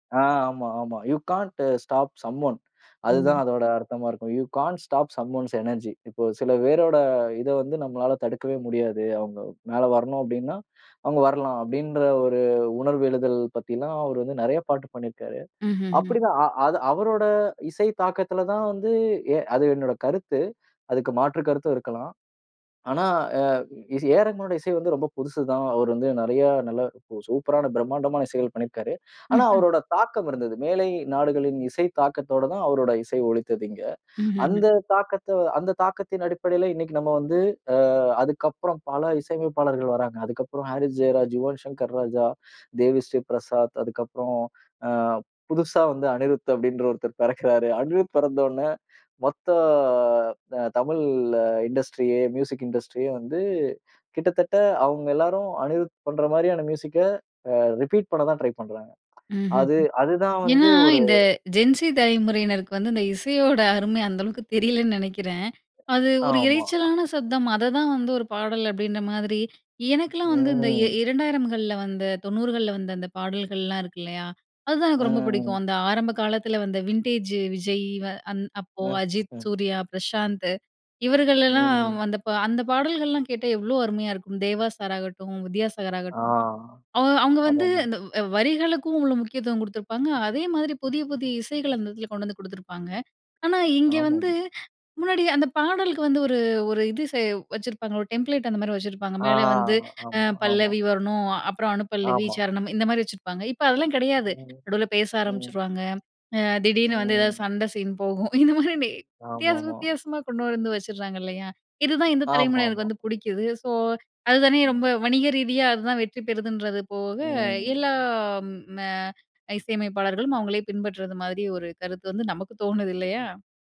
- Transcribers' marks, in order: in English: "யூ காண்ட் ஸ்டாப் சம் ஒன்"; in English: "யூ காண்ட் ஸ்டாப் சம் ஒன்ஸ் எனர்ஜி"; laughing while speaking: "அனிருத் அப்படின்ற ஒருத்தர் பிறக்கிறார். அனிருத் பிறந்த உடன"; "தமிழ்" said as "தமில்"; in English: "இண்டஸ்ட்ரியே மியூசிக் இண்டஸ்ட்ரியே"; other background noise; in English: "ஜென்சி"; laughing while speaking: "இசையோட அருமை அந்த அளவுக்கு தெரியலைன்னு நினைக்கிறேன்"; tapping; drawn out: "ம்"; in English: "வின்டேஜ்"; in English: "டெம்ப்லேட்"; laughing while speaking: "இந்த மாதிரி டே வித்தியாசம் வித்தியாசமா கொண்டு வந்து வச்சுடுறாங்க"; chuckle
- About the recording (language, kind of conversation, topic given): Tamil, podcast, உங்கள் வாழ்க்கைக்கான பின்னணி இசை எப்படி இருக்கும்?